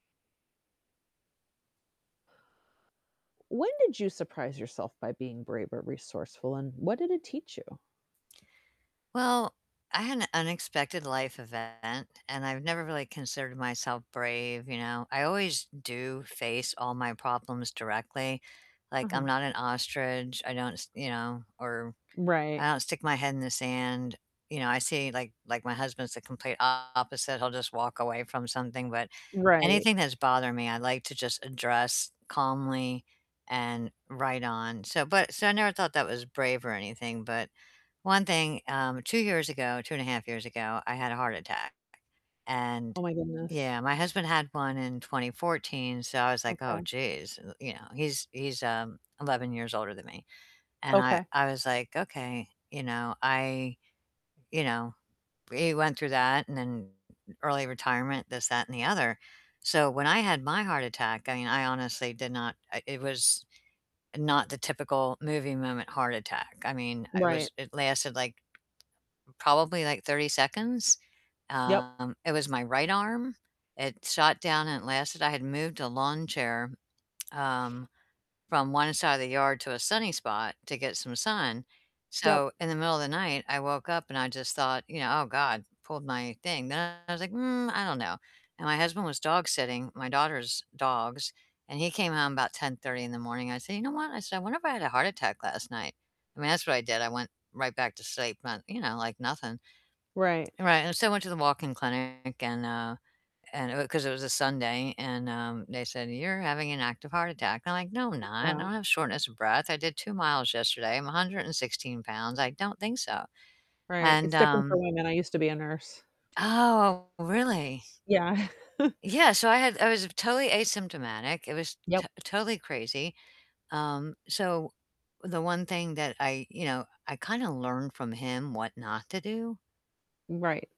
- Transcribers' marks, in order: static; tapping; distorted speech; other background noise; chuckle
- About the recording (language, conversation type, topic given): English, unstructured, When did you surprise yourself by being brave or resourceful, and what did it teach you?